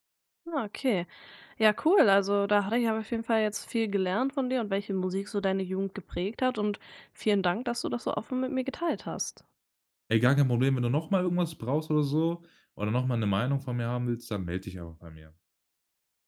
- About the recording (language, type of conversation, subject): German, podcast, Welche Musik hat deine Jugend geprägt?
- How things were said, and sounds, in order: none